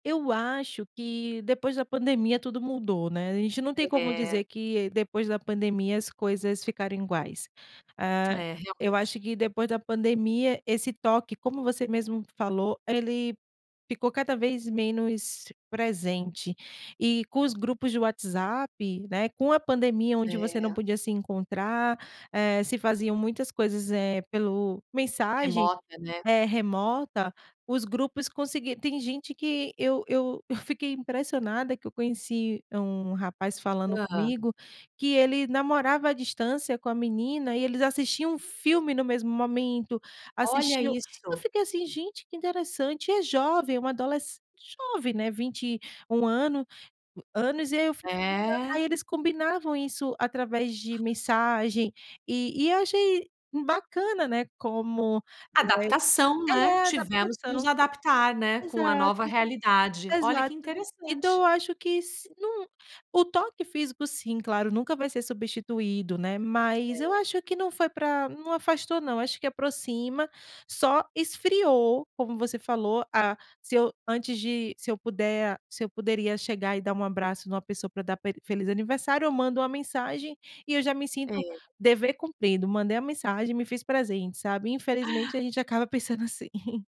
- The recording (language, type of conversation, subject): Portuguese, podcast, Como lidar com o excesso de telas e redes sociais?
- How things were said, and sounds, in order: "iguais" said as "inguais"; unintelligible speech; other background noise; tapping; giggle